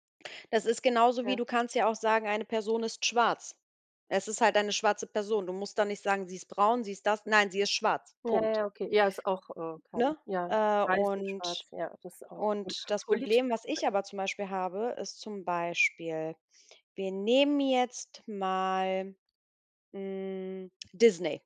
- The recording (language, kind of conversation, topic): German, unstructured, Findest du, dass Filme heutzutage zu politisch korrekt sind?
- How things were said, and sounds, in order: other background noise